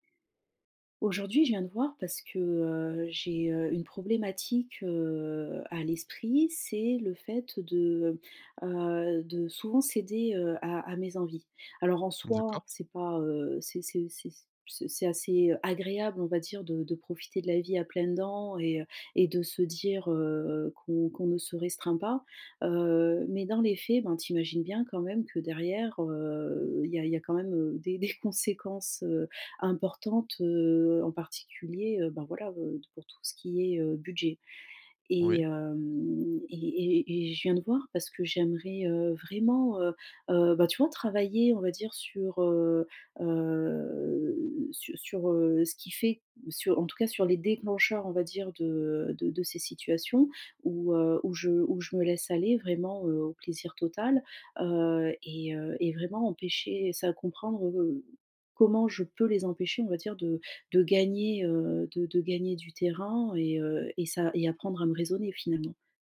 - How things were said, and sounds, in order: other background noise; stressed: "agréable"; laughing while speaking: "des"; drawn out: "heu"; stressed: "peux"
- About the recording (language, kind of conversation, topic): French, advice, Comment reconnaître les situations qui déclenchent mes envies et éviter qu’elles prennent le dessus ?